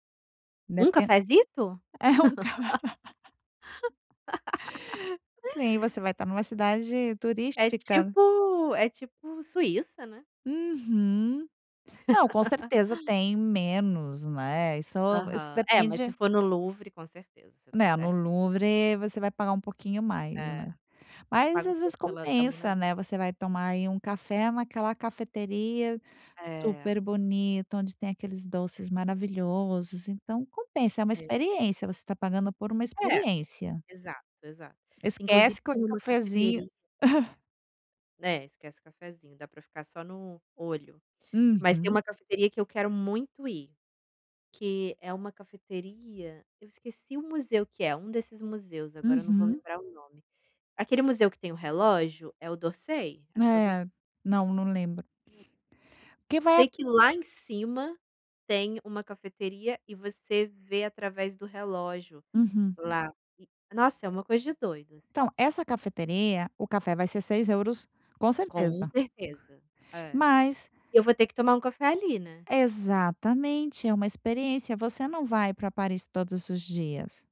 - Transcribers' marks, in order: laughing while speaking: "ca"; laugh; tapping; laugh; laugh; chuckle; other background noise
- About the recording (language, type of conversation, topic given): Portuguese, advice, Como planejar uma viagem mais barata com um orçamento apertado?